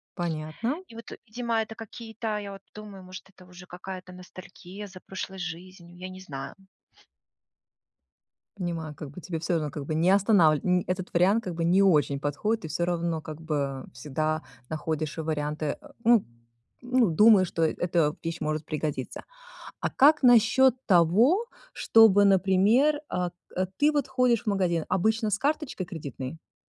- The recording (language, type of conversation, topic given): Russian, advice, Почему я постоянно поддаюсь импульсу совершать покупки и не могу сэкономить?
- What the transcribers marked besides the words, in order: none